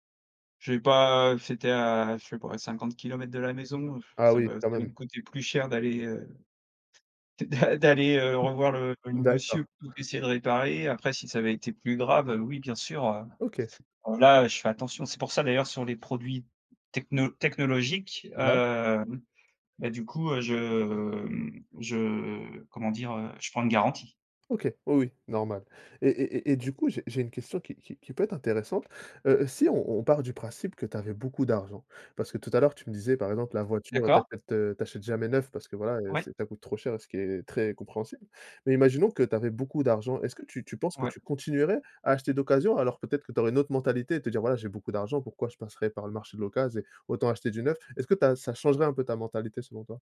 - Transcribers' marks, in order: blowing; laughing while speaking: "d'a d'aller"; other background noise; tapping
- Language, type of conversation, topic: French, podcast, Préfères-tu acheter neuf ou d’occasion, et pourquoi ?